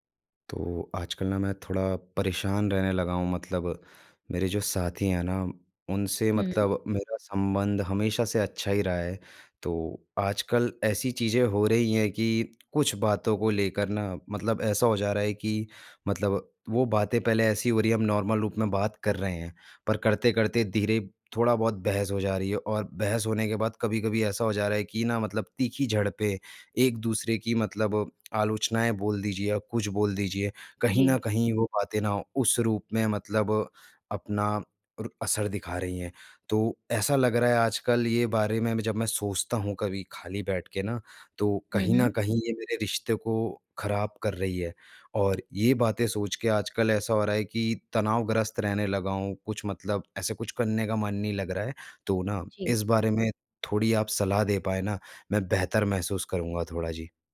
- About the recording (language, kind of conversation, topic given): Hindi, advice, क्या आपके साथी के साथ बार-बार तीखी झड़पें होती हैं?
- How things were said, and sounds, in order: in English: "नॉर्मल"